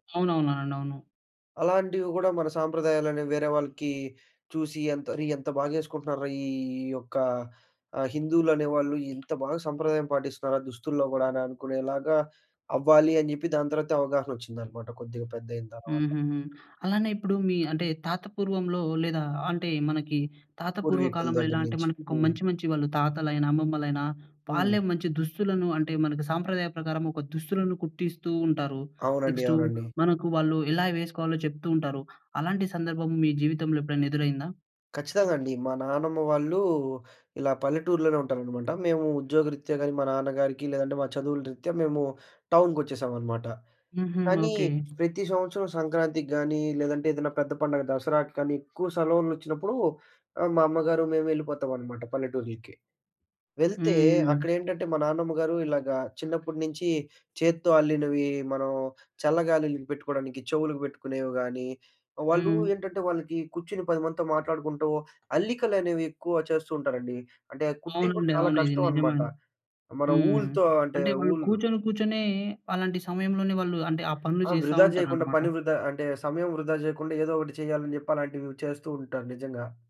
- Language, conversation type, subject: Telugu, podcast, సాంప్రదాయ దుస్తులు మీకు ఎంత ముఖ్యం?
- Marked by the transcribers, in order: tapping; other background noise; in English: "నెక్స్టు"; in English: "ఊల్‌తో"